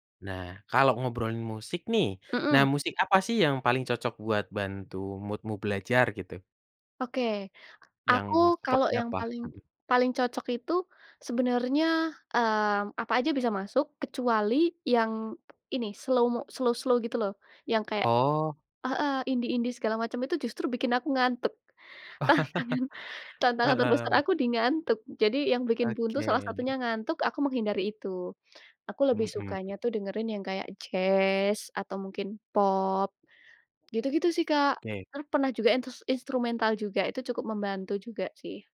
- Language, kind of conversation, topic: Indonesian, podcast, Bagaimana cara kamu memotivasi diri saat buntu belajar?
- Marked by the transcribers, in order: in English: "mood-mu"; in English: "slow-mo slow slow"; tapping; laughing while speaking: "Tantangan"; chuckle